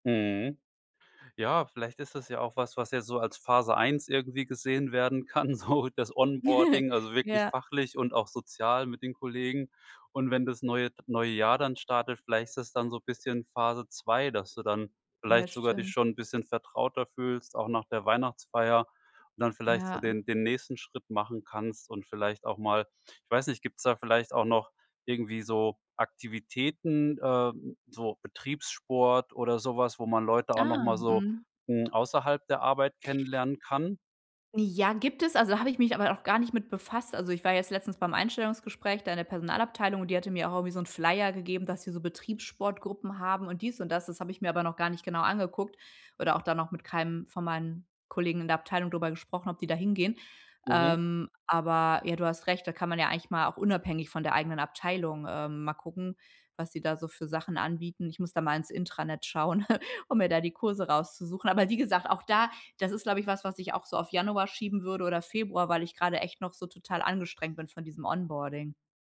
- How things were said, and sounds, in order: laughing while speaking: "so"; laugh; other background noise; drawn out: "Ah"; chuckle
- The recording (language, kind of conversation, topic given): German, advice, Wie finde ich nach einem Umzug oder Jobwechsel neue Freunde?